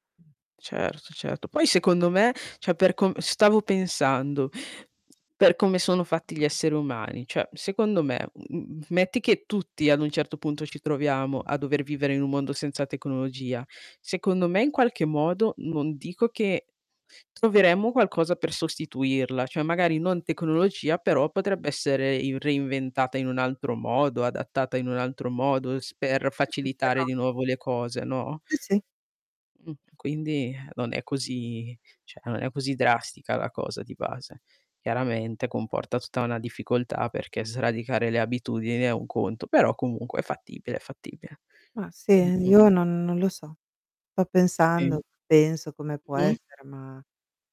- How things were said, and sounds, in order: other noise; tapping; other background noise; static; unintelligible speech; distorted speech
- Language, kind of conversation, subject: Italian, unstructured, Preferiresti vivere in un mondo senza tecnologia o in un mondo senza natura?